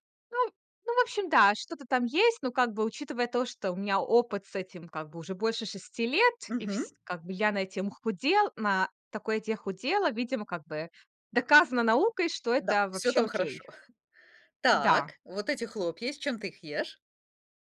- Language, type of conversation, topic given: Russian, podcast, Как вы обычно планируете питание на неделю?
- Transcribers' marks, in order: unintelligible speech; chuckle